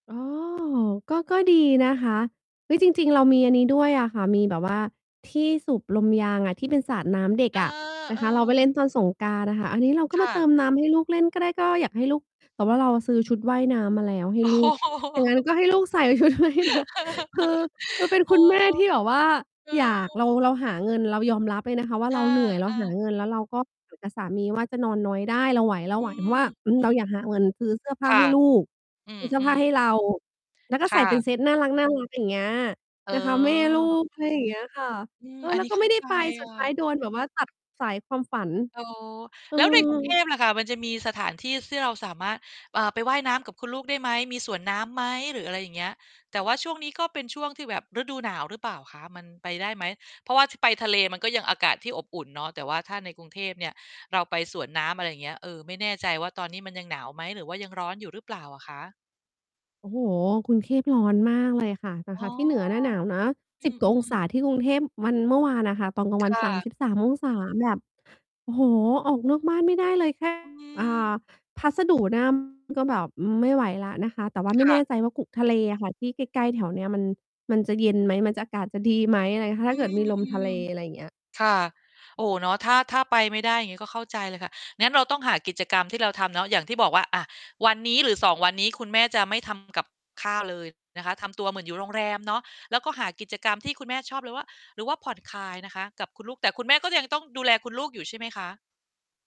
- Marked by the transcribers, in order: distorted speech; laughing while speaking: "อ้อ"; chuckle; laughing while speaking: "ชุดด้วยนะ"
- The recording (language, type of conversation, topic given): Thai, advice, ฉันควรทำอย่างไรให้รู้สึกผ่อนคลายมากขึ้นเมื่อพักผ่อนอยู่ที่บ้าน?